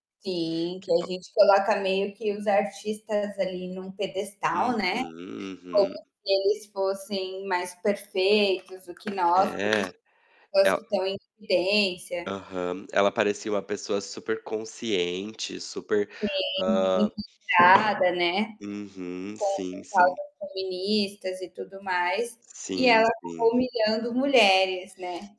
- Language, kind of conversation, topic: Portuguese, unstructured, Qual é o impacto dos programas de realidade na cultura popular?
- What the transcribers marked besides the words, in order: distorted speech; tapping; other background noise